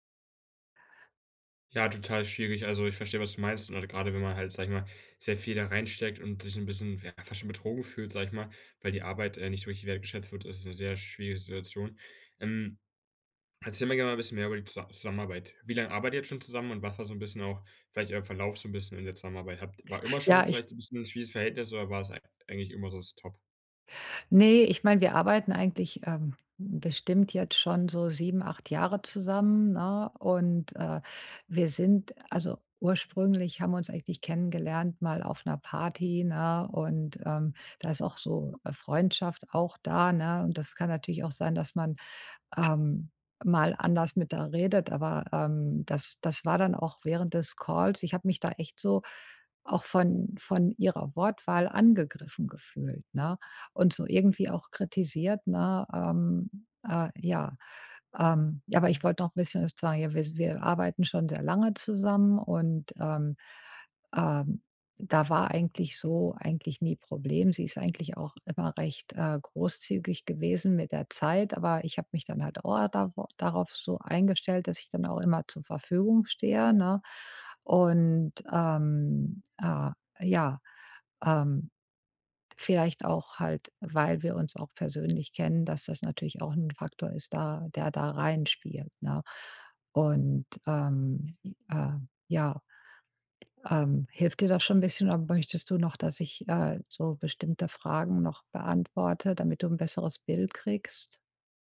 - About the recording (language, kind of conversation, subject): German, advice, Wie kann ich Kritik annehmen, ohne sie persönlich zu nehmen?
- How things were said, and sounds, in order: other background noise